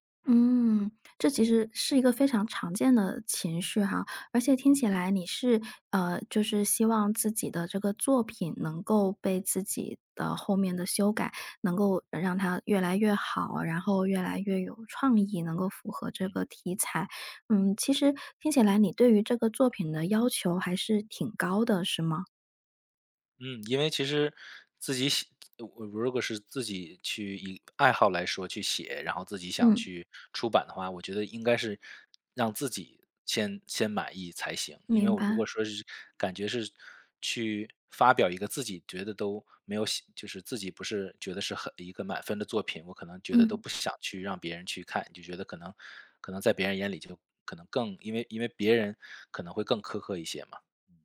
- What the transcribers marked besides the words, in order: none
- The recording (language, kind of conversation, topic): Chinese, advice, 为什么我的创作计划总是被拖延和打断？